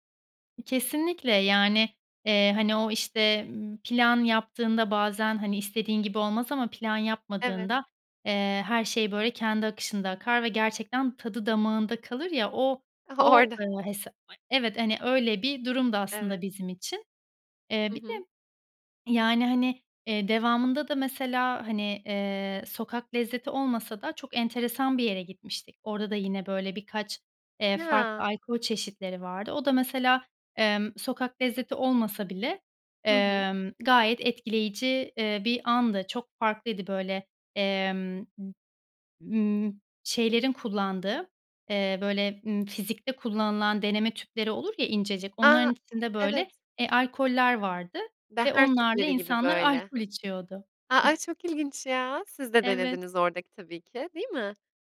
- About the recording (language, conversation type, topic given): Turkish, podcast, Sokak lezzetleriyle ilgili en etkileyici anın neydi?
- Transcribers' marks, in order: laughing while speaking: "Orada"; unintelligible speech; chuckle